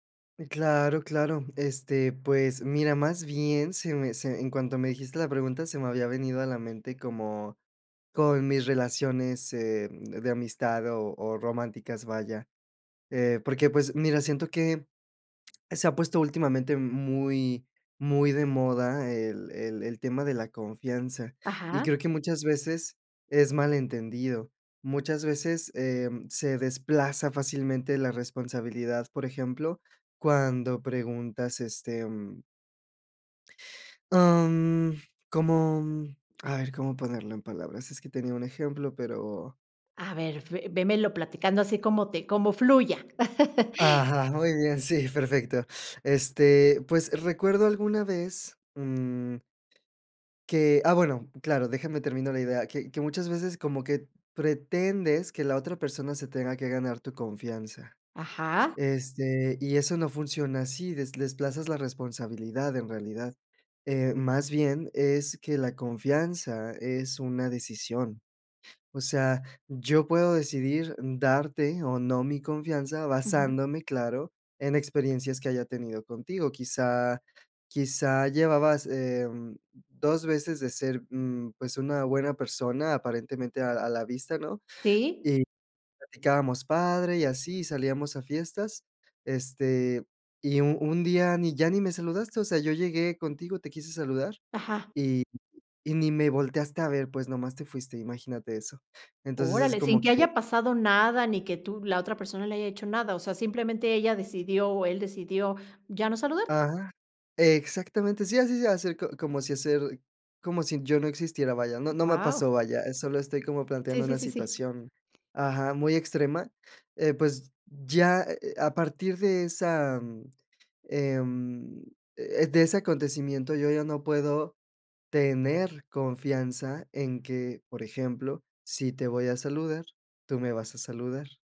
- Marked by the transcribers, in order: laugh; other background noise
- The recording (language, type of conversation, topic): Spanish, podcast, ¿Cómo recuperas la confianza después de un tropiezo?